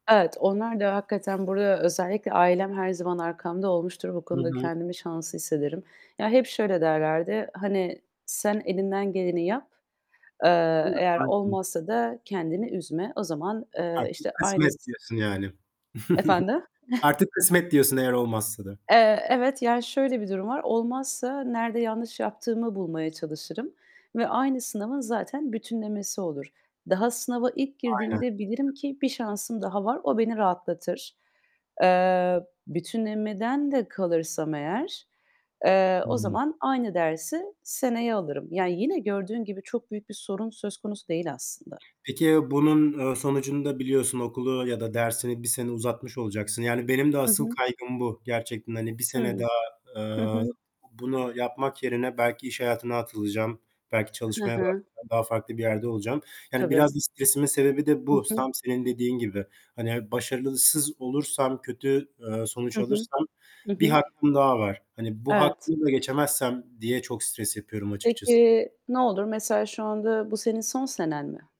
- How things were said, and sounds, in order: other background noise; tapping; static; distorted speech; unintelligible speech; giggle; chuckle; unintelligible speech; "başarısız" said as "başarılısız"; background speech
- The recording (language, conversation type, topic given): Turkish, unstructured, Sınav stresini azaltmak için neler yaparsın?